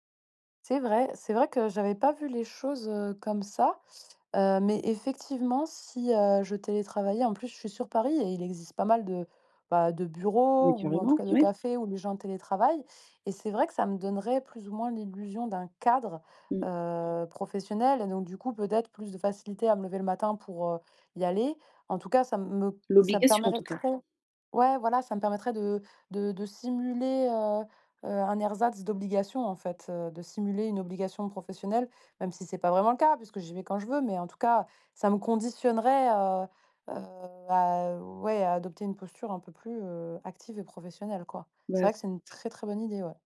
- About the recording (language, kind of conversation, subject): French, advice, Pourquoi est-ce que je procrastine malgré de bonnes intentions et comment puis-je rester motivé sur le long terme ?
- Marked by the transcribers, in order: stressed: "cadre"